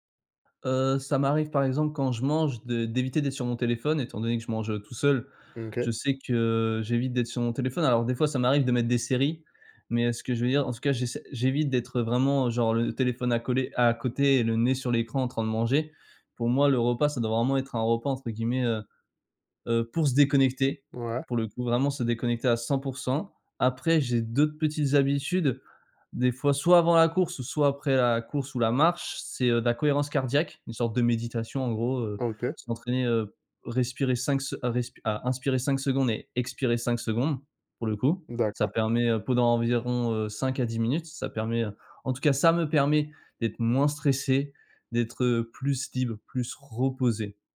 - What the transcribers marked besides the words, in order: stressed: "pour se déconnecter"; "pendant" said as "podant"; stressed: "ça me"; stressed: "reposé"
- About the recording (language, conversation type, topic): French, podcast, Quelle est ta routine pour déconnecter le soir ?